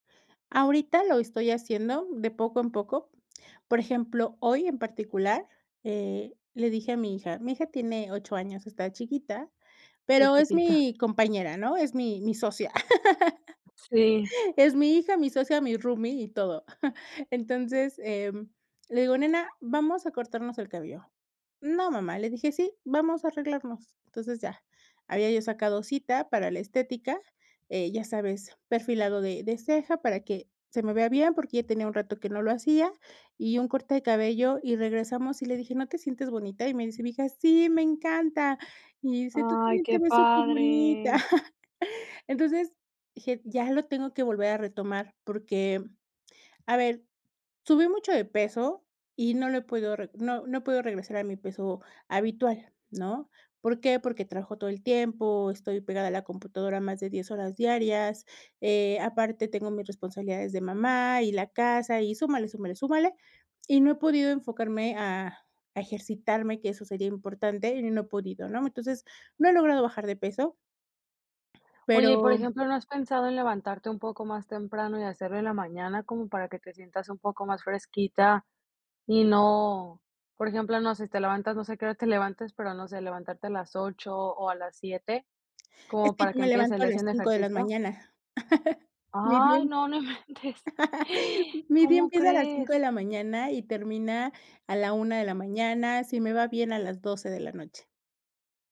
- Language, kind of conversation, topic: Spanish, podcast, ¿Qué pequeños cambios recomiendas para empezar a aceptarte hoy?
- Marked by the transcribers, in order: laugh; other background noise; chuckle; chuckle; chuckle; chuckle; laughing while speaking: "no, no inventes"; laugh